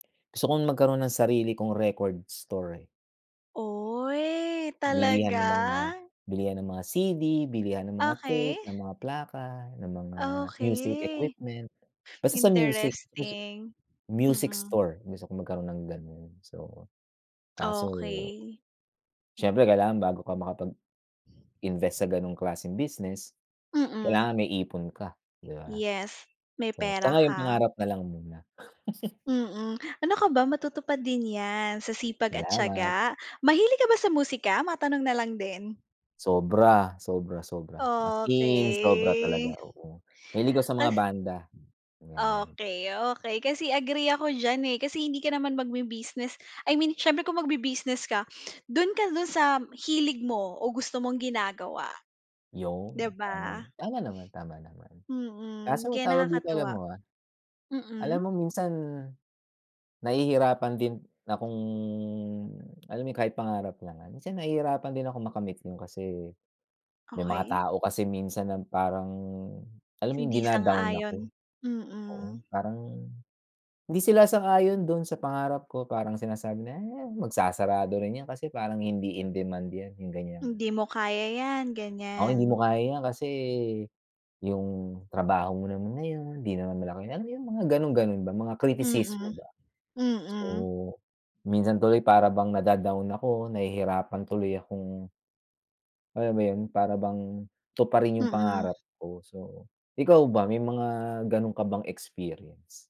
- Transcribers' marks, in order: drawn out: "Oy"; tapping; other background noise; wind; chuckle; drawn out: "Okey"; drawn out: "akong"
- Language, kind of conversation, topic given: Filipino, unstructured, Ano ang mga hadlang na madalas mong nararanasan sa pagtupad sa iyong mga pangarap?